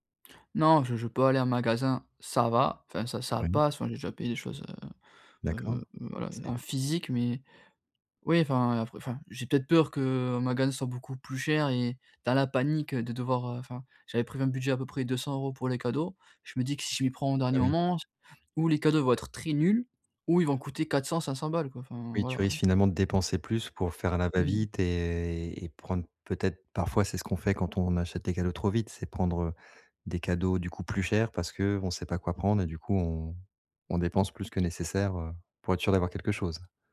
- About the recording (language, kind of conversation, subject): French, advice, Comment gérer la pression financière pendant les fêtes ?
- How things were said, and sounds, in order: stressed: "ça va"; drawn out: "et"